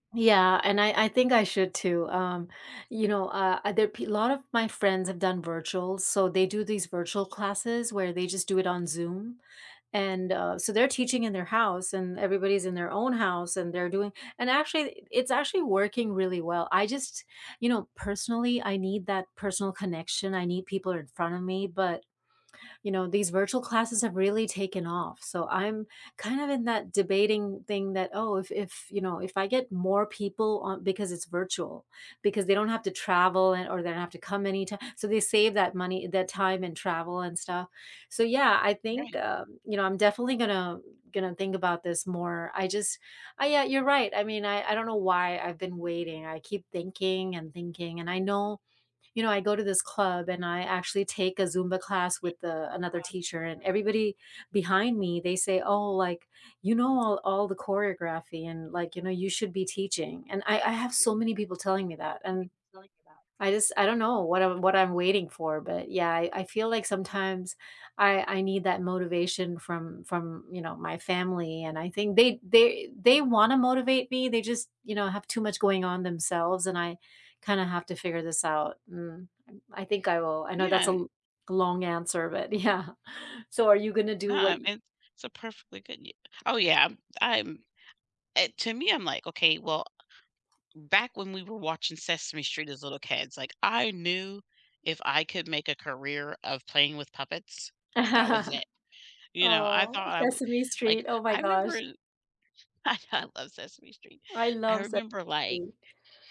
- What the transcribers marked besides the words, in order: background speech; tapping; other background noise; laughing while speaking: "yeah"; laugh; laughing while speaking: "I I"
- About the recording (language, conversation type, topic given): English, unstructured, What is one goal you have that makes you angry when people criticize it?
- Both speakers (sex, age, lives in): female, 40-44, United States; female, 50-54, United States